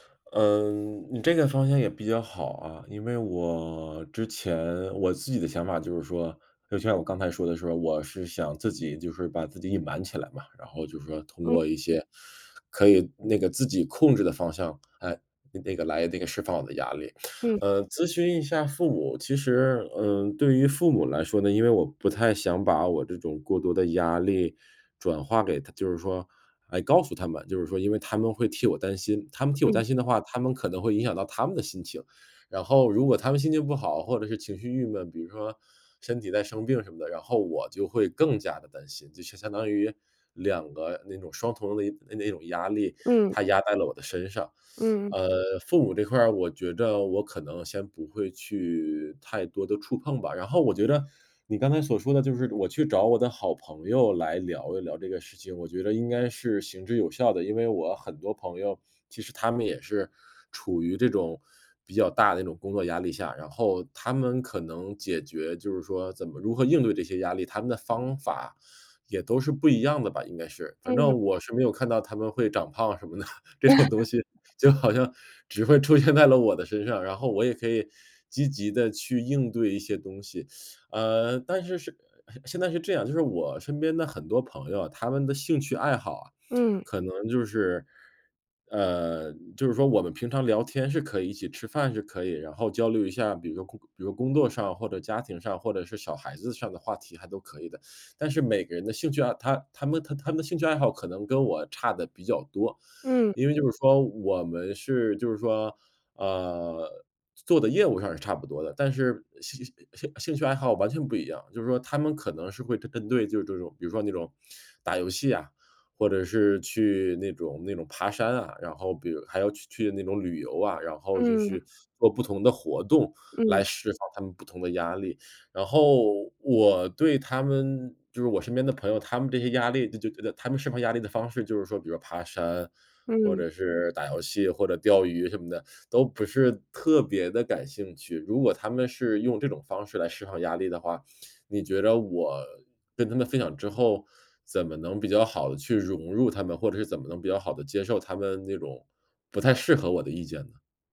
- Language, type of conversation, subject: Chinese, advice, 我发现自己会情绪化进食，应该如何应对？
- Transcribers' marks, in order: other background noise; teeth sucking; laughing while speaking: "什么的，这种东西就好像，只会出现在了我的身上"; laugh; teeth sucking; teeth sucking